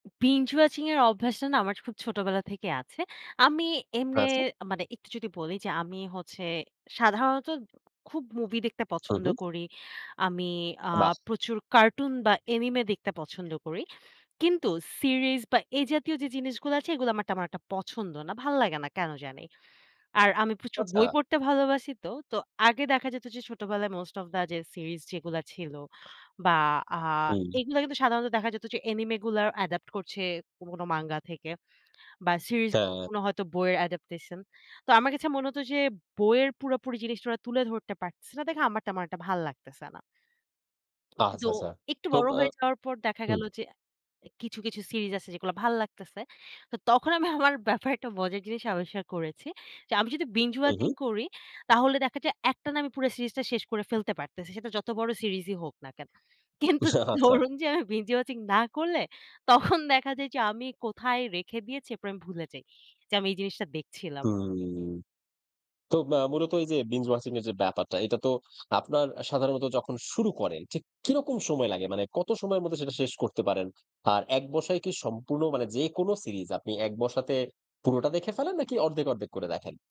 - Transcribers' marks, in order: in English: "বিঞ্জ ওয়াচিং"; in English: "মোস্ট অফ দ্য যে সিরিজ"; laughing while speaking: "তখন, আমি আমার ব্যাপারে"; laughing while speaking: "আ আচ্ছা"; drawn out: "হুম"
- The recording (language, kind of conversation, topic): Bengali, podcast, একটানা অনেক পর্ব দেখে ফেলার বিষয়ে আপনার অভ্যাস কেমন?
- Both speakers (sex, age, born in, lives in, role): female, 25-29, Bangladesh, Bangladesh, guest; male, 30-34, Bangladesh, Bangladesh, host